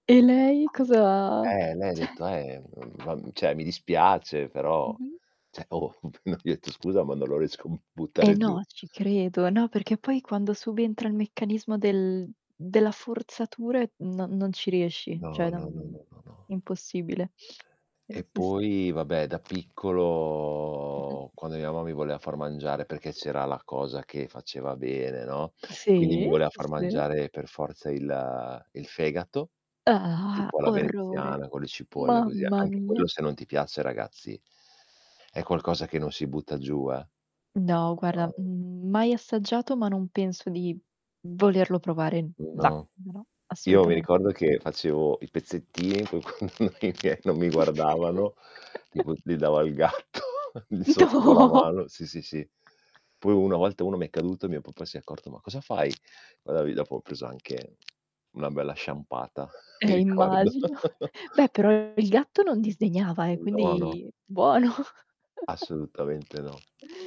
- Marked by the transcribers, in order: static; other background noise; "cioè" said as "ceh"; tapping; "cioè" said as "ceh"; "cioè" said as "ceh"; laughing while speaking: "appena"; "cioè" said as "ceh"; distorted speech; drawn out: "piccolo"; "perché" said as "peché"; drawn out: "il"; unintelligible speech; laughing while speaking: "fin quando i miei"; chuckle; laughing while speaking: "gatto"; laughing while speaking: "No"; chuckle; laughing while speaking: "immagino"; chuckle; laughing while speaking: "buono"; chuckle
- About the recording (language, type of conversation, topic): Italian, unstructured, Qual è il peggior piatto che ti abbiano mai servito?